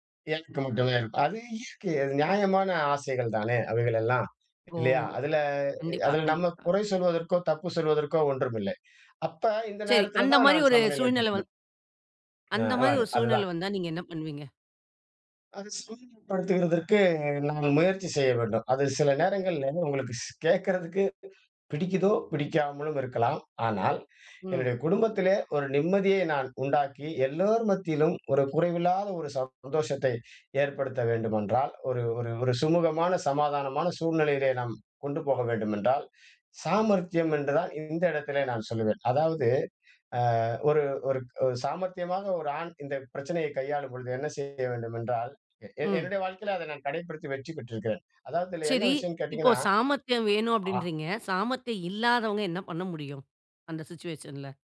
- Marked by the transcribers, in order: unintelligible speech; inhale; other background noise; inhale; unintelligible speech; inhale; inhale; inhale; inhale; inhale; "கடைப்பிடித்து" said as "கடைப்படுத்தி"
- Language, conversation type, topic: Tamil, podcast, அன்பை வெளிப்படுத்தும் முறைகள் வேறுபடும் போது, ஒருவருக்கொருவர் தேவைகளைப் புரிந்து சமநிலையாக எப்படி நடந்து கொள்கிறீர்கள்?